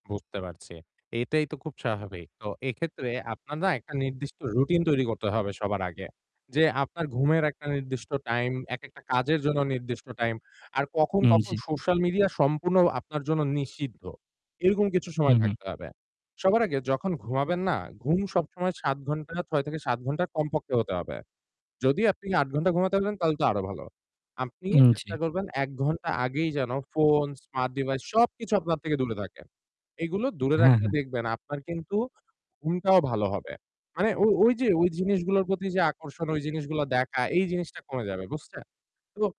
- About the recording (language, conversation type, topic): Bengali, advice, আমি কীভাবে ফোন ও অ্যাপের বিভ্রান্তি কমিয়ে মনোযোগ ধরে রাখতে পারি?
- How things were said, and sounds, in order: static; other background noise; "বুঝছে" said as "বুছছে"